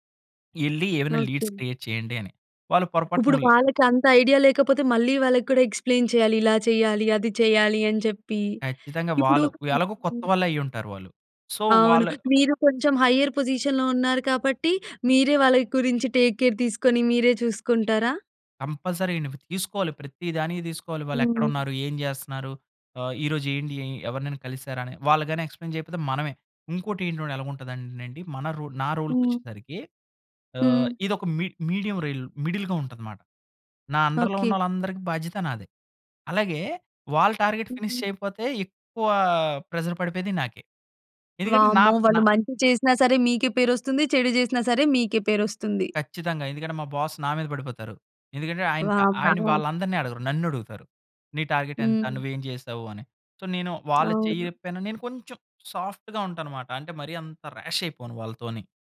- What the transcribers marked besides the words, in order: in English: "లీడ్స్ క్రియేట్"; other background noise; in English: "ఐడియా"; in English: "ఎక్స్‌ప్లేన్"; in English: "సో"; in English: "హయ్యర్ పొజిషన్‌లో"; in English: "టేక్ కేర్"; in English: "కంపల్సరీ"; in English: "ఎక్స్‌ప్లేన్"; in English: "మీడియం"; in English: "మిడిల్‌గా"; in English: "అండర్‍లో"; in English: "టార్గెట్ ఫినిష్"; in English: "ప్రెషర్"; in English: "బాస్"; background speech; in English: "టార్గెట్"; in English: "సో"; in English: "సాఫ్ట్‌గా"; in English: "రాష్"
- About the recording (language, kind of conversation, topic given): Telugu, podcast, ఒత్తిడిని తగ్గించుకోవడానికి మీరు సాధారణంగా ఏ మార్గాలు అనుసరిస్తారు?